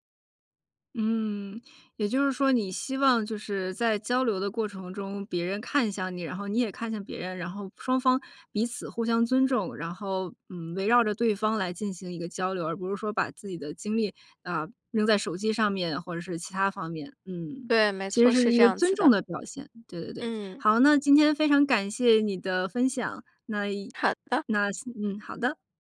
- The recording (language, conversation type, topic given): Chinese, podcast, 当别人和你说话时不看你的眼睛，你会怎么解读？
- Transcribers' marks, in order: other background noise; lip smack